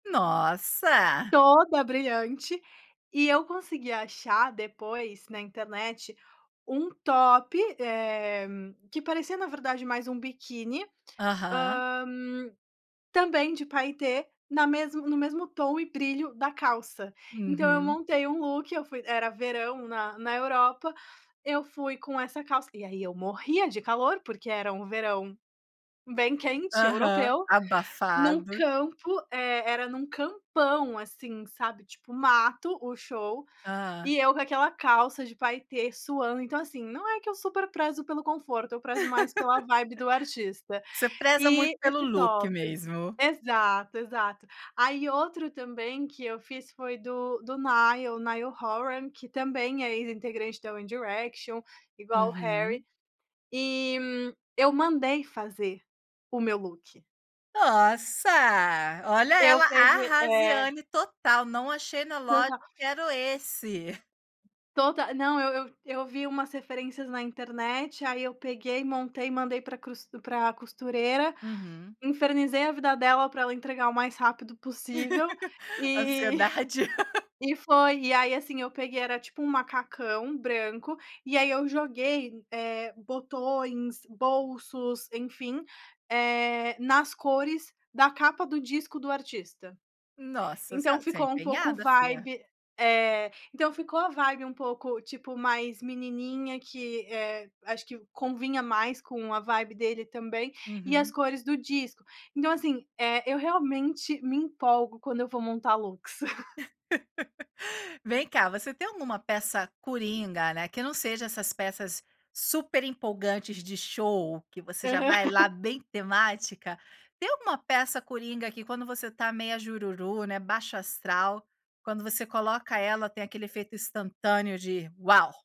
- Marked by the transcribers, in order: in English: "look"; laugh; in English: "vibe"; in English: "look"; laugh; laughing while speaking: "Ansiedade"; chuckle; in English: "vibe"; in English: "vibe"; in English: "vibe"; laugh; laugh
- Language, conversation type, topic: Portuguese, podcast, Como você monta um look que te anima?